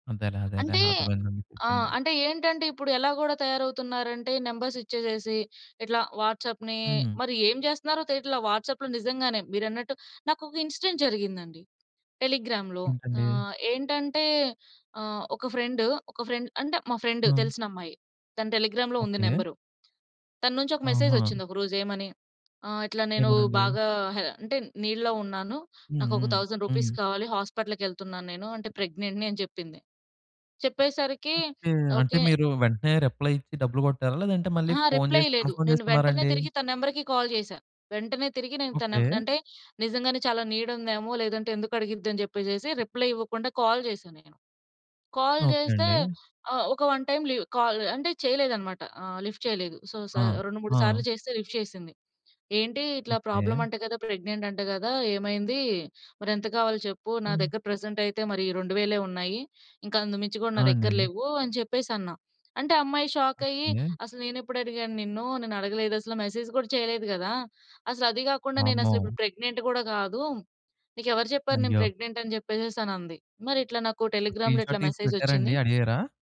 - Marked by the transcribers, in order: in English: "నంబర్స్"; in English: "వాట్సాప్‌ని"; in English: "వాట్సాప్‌లో"; in English: "ఇన్సిడెంట్"; in English: "టెలిగ్రామ్‌లో"; in English: "ఫ్రెండ్"; in English: "ఫ్రెండ్"; in English: "ఫ్రెండ్"; in English: "టెలిగ్రామ్‌లో"; in English: "మెసేజ్"; in English: "నీడ్‌లో"; in English: "థౌసండ్ రూపీస్"; in English: "హాస్పటల్‌కెళ్తున్నాను"; in English: "ప్రెగ్నెంట్‌ని"; in English: "రిప్లై"; in English: "రిప్లై"; in English: "కన్ఫర్మ్"; in English: "నంబర్‌కి కాల్"; in English: "నీడ్"; in English: "రిప్లై"; in English: "కాల్"; in English: "కాల్"; in English: "వన్ టైం లివ్ కాల్"; in English: "లిఫ్ట్"; in English: "సో"; in English: "లిఫ్ట్"; in English: "ప్రాబ్లమ్"; in English: "ప్రెగ్నెంట్"; in English: "ప్రెజెంట్"; in English: "మెసేజ్"; in English: "ప్రెగ్నెంట్"; in English: "ప్రెగ్నెంట్"; in English: "టెలిగ్రామ్‌లో"; in English: "స్క్రీన్‌షాట్"; in English: "మెసేజ్"
- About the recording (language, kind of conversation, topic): Telugu, podcast, వాట్సాప్ గ్రూప్‌ల్లో మీరు సాధారణంగా ఏమి పంచుకుంటారు, ఏ సందర్భాల్లో మౌనంగా ఉండటం మంచిదని అనుకుంటారు?